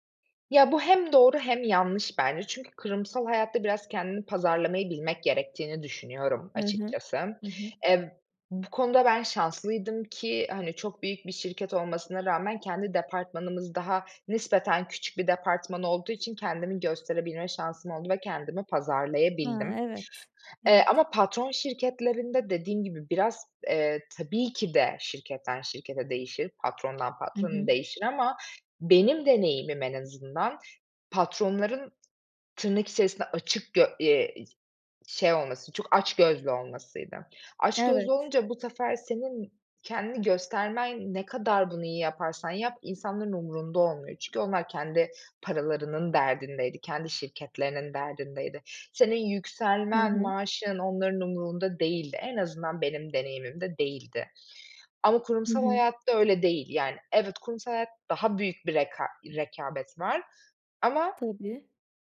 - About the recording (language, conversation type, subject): Turkish, podcast, Para mı, iş tatmini mi senin için daha önemli?
- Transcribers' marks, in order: tapping